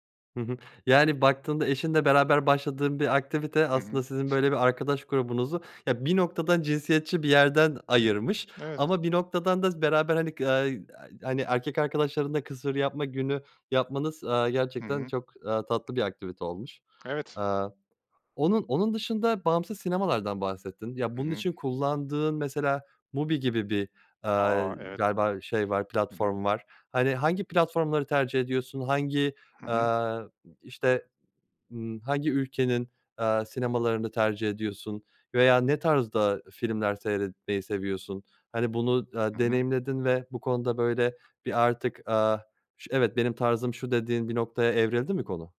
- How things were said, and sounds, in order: giggle
- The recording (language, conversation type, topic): Turkish, podcast, Yeni bir hobiye zaman ayırmayı nasıl planlarsın?